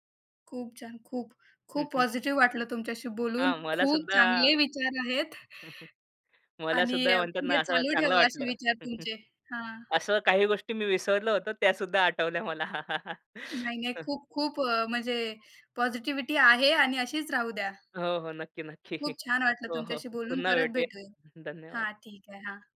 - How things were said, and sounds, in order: chuckle; in English: "पॉझिटिव्ह"; laughing while speaking: "मला सुद्धा म्हणतात ना, असं चांगलं वाटलं"; laughing while speaking: "त्या सुद्धा आठवल्या मला"; in English: "पॉझिटिव्हिटी"; laughing while speaking: "नक्की, नक्की. हो, हो. पुन्हा भेटूया"; other background noise
- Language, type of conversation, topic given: Marathi, podcast, परदेशात राहायचे की घरीच—स्थान बदलण्याबाबत योग्य सल्ला कसा द्यावा?